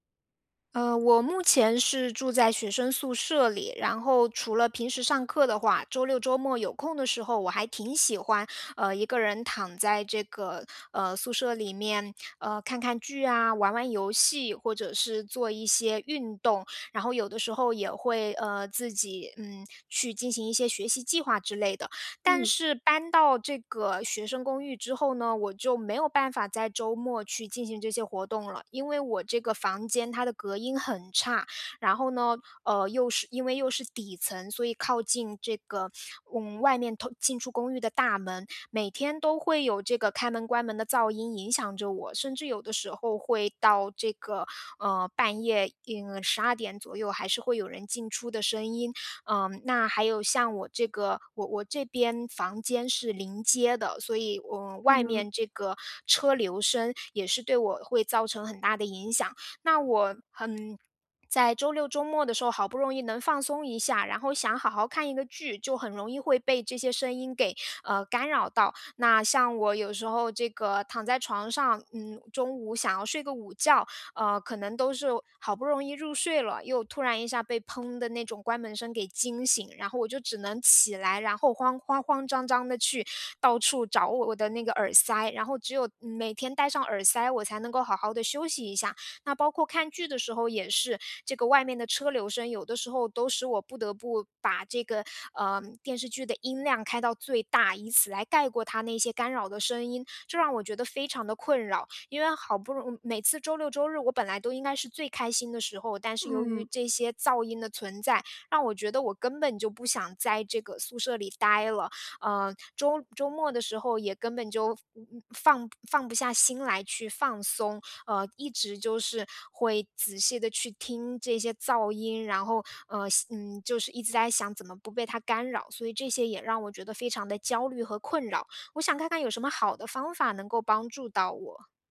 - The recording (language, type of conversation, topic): Chinese, advice, 我怎么才能在家更容易放松并享受娱乐？
- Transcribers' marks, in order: none